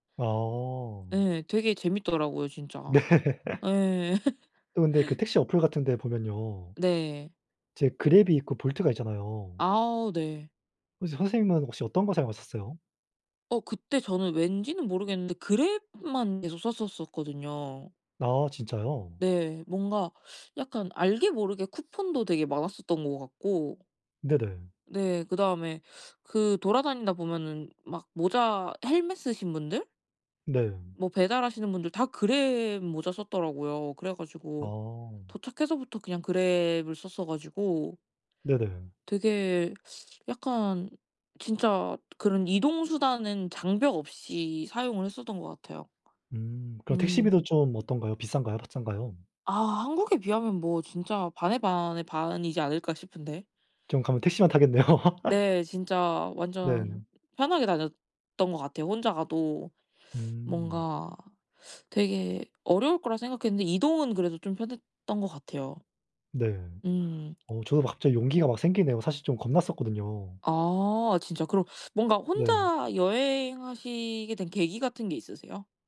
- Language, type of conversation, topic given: Korean, unstructured, 여행할 때 가장 중요하게 생각하는 것은 무엇인가요?
- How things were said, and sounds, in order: laughing while speaking: "네"; laugh; other background noise; unintelligible speech; laughing while speaking: "타겠네요"; laugh